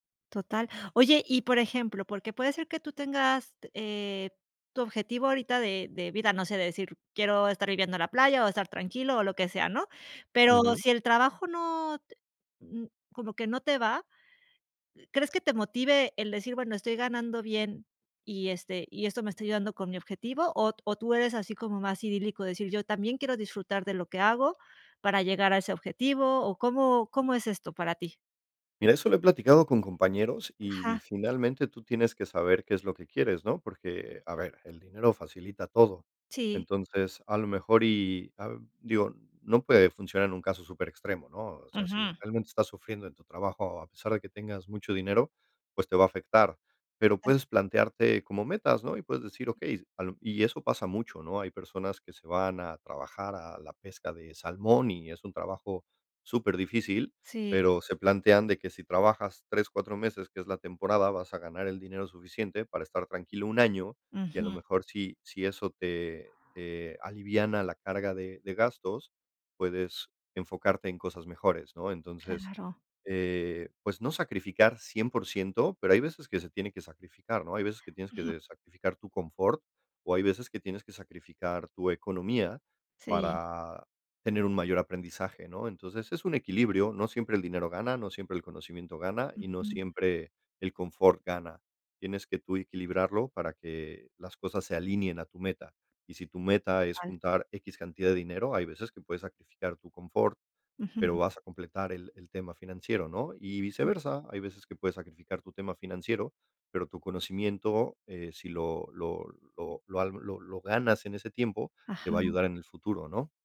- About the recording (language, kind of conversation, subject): Spanish, podcast, ¿Qué errores cometiste al empezar la transición y qué aprendiste?
- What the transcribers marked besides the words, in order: other background noise